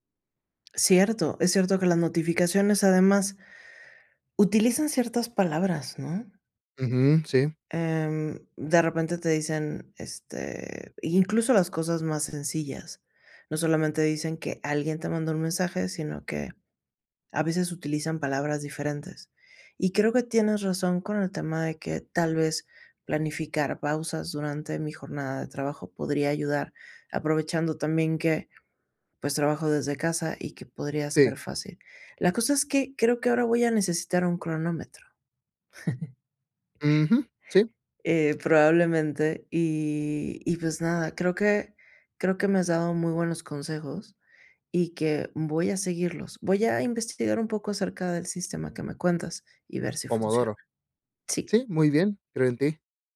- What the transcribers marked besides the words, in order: chuckle
- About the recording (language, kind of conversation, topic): Spanish, advice, ¿Cómo puedo evitar distraerme con el teléfono o las redes sociales mientras trabajo?
- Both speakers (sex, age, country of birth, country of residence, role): female, 45-49, Mexico, Mexico, user; male, 35-39, Mexico, Mexico, advisor